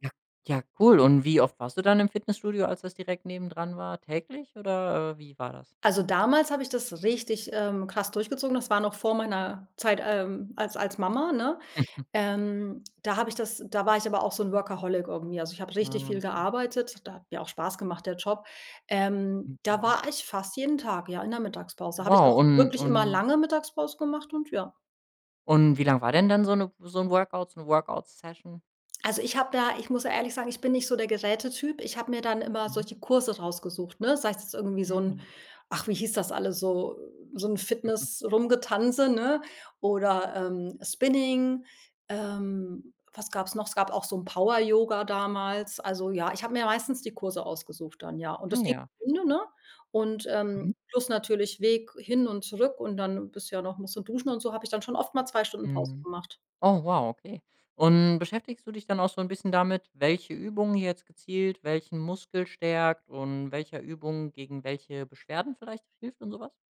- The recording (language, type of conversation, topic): German, podcast, Wie baust du kleine Bewegungseinheiten in den Alltag ein?
- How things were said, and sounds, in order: chuckle; chuckle; unintelligible speech